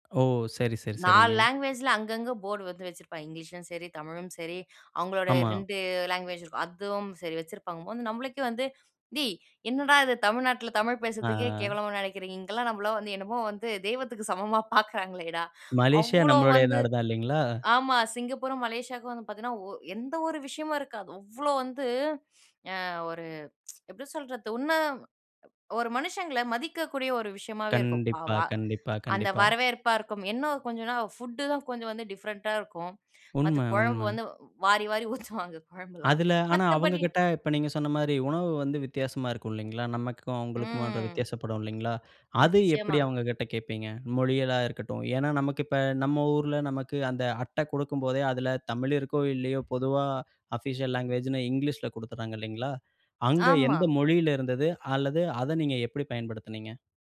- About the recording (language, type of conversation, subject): Tamil, podcast, மொழி புரியாத இடத்தில் வழி தவறி போனபோது நீங்கள் எப்படி தொடர்பு கொண்டீர்கள்?
- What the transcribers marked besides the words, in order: laughing while speaking: "தெய்வத்துக்கு சமமா பாக்குறாங்களேடா"; in English: "ஆஃபிஷியல் லாங்குவேஜ்ன்னு"